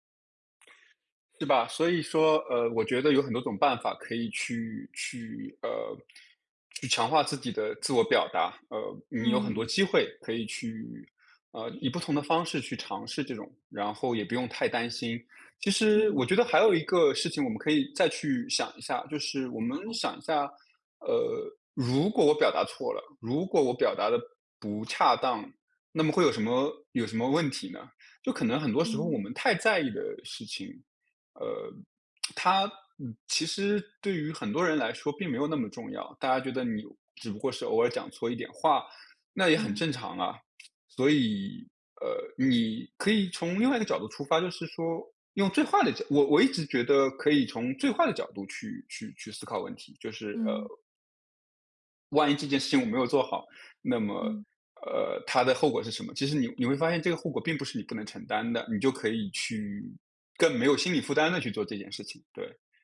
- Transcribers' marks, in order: other background noise; tapping; tsk
- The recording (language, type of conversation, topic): Chinese, advice, 我想表达真实的自己，但担心被排斥，我该怎么办？